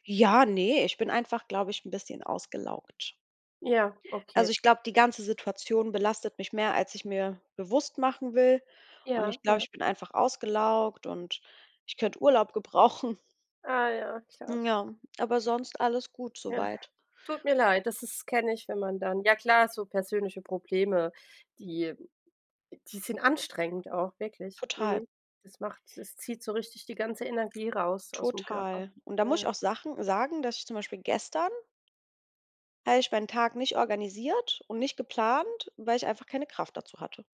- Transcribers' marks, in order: laughing while speaking: "gebrauchen"; other background noise
- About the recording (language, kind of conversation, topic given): German, unstructured, Wie organisierst du deinen Tag, damit du alles schaffst?